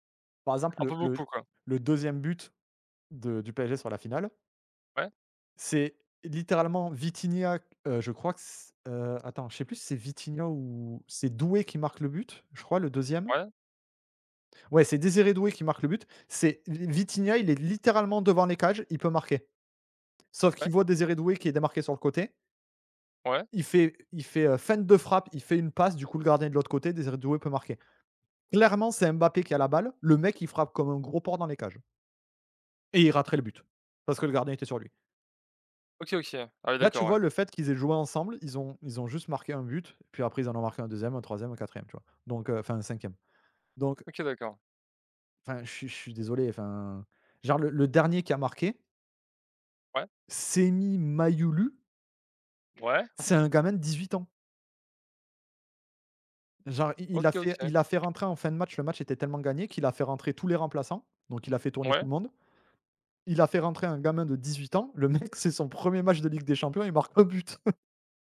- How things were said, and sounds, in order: tapping; laughing while speaking: "le mec"; chuckle
- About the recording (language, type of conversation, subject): French, unstructured, Quel événement historique te rappelle un grand moment de bonheur ?